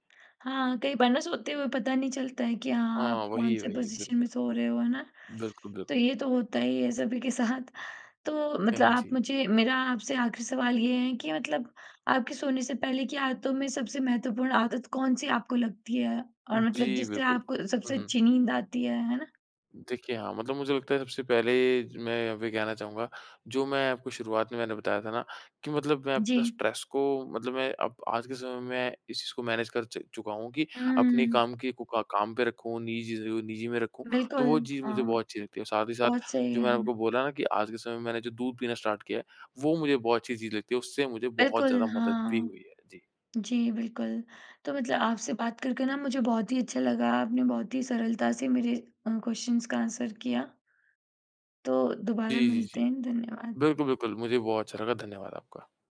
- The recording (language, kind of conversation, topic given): Hindi, podcast, बिस्तर पर जाने से पहले आपकी आदतें क्या होती हैं?
- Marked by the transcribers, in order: in English: "पोज़िशन"; laughing while speaking: "साथ"; in English: "स्ट्रेस"; in English: "मैनेज"; in English: "स्टार्ट"; in English: "क्वेश्चन्स"; in English: "आंसर"